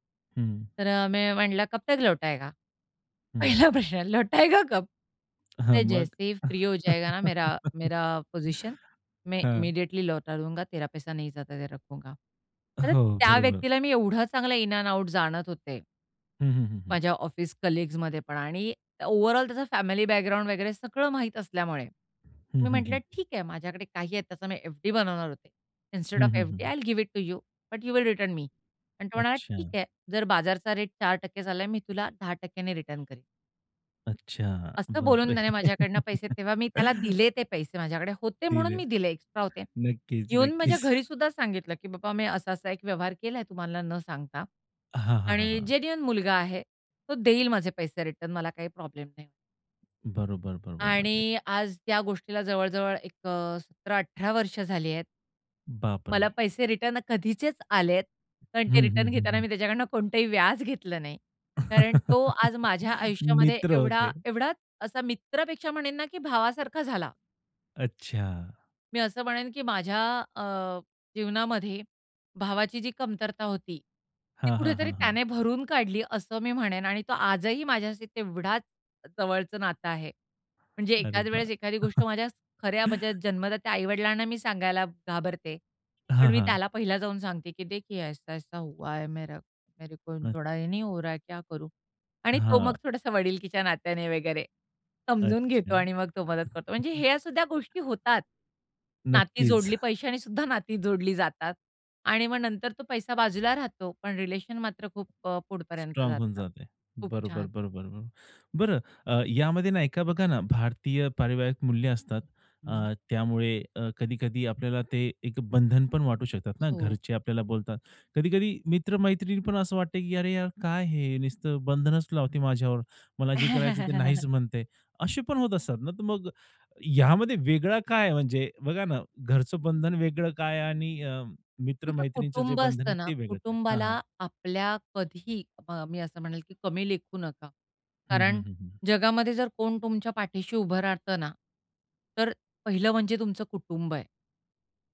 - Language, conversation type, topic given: Marathi, podcast, कुटुंब आणि मित्र यांमधला आधार कसा वेगळा आहे?
- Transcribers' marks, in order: other background noise; in Hindi: "कब तक लौटायेगा?"; laughing while speaking: "पहिला प्रश्न, लौटायेगा कब?"; in Hindi: "लौटायेगा कब?"; tapping; in Hindi: "जैसे ही फ्री हो जाएगा ना मेरा मेरा पोझिशन, मैं"; in English: "इमीडिएटली"; in Hindi: "लौटा दूंगा तेरा पैसा. नहीं ज्यादा देर रखूंगा"; in English: "इन ॲन्ड आउट"; in English: "कलीग्समध्ये"; in English: "इन्स्टेड ऑफ एफडी आय विल … विल रिटर्न मी"; laugh; laughing while speaking: "नक्कीच"; in English: "जेन्युइन"; laugh; chuckle; in Hindi: "देख ये ऐसा-ऐसा हुआ है … है, क्या करूँ?"; chuckle; laugh